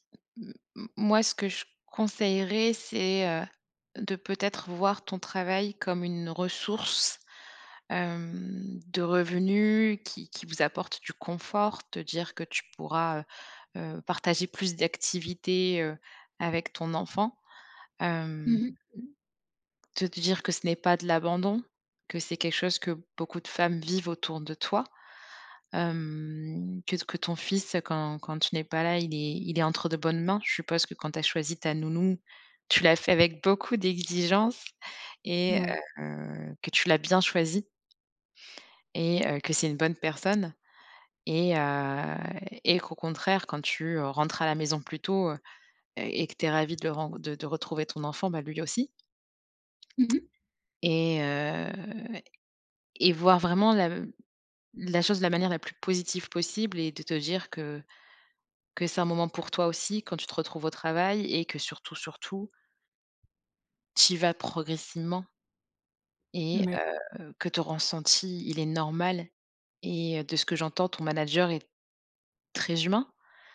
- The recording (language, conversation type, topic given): French, advice, Comment s’est passé votre retour au travail après un congé maladie ou parental, et ressentez-vous un sentiment d’inadéquation ?
- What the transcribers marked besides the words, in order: other background noise